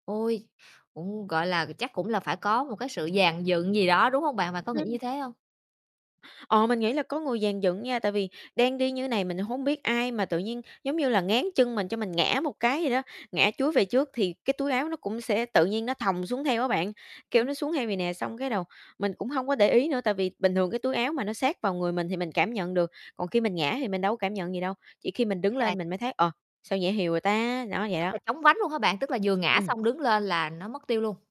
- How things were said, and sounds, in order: tapping; unintelligible speech; distorted speech
- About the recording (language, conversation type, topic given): Vietnamese, podcast, Bạn đã từng bị trộm hoặc suýt bị mất cắp khi đi du lịch chưa?